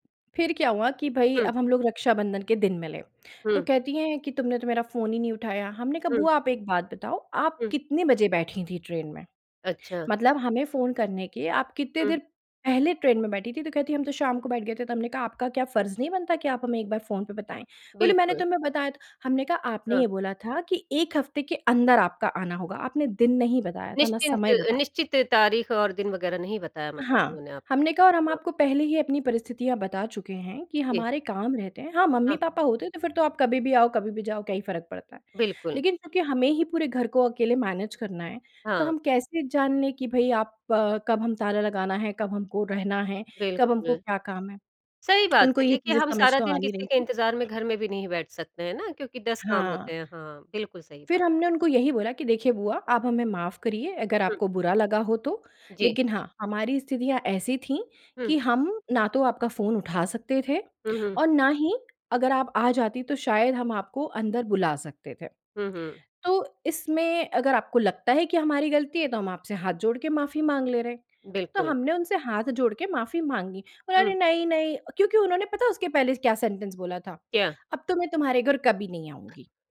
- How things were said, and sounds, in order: in English: "मैनेज"; lip smack; in English: "सेंटेंस"
- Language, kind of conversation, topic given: Hindi, podcast, रिश्तों से आपने क्या सबसे बड़ी बात सीखी?